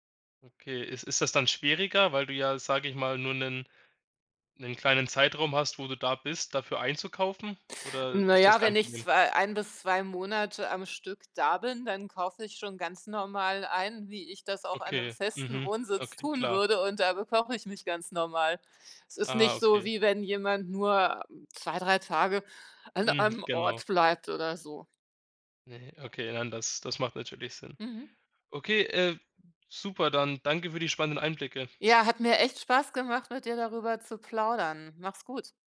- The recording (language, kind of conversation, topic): German, podcast, Wie baust du im Alltag ganz einfach mehr Gemüse in deine Gerichte ein?
- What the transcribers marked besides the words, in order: other background noise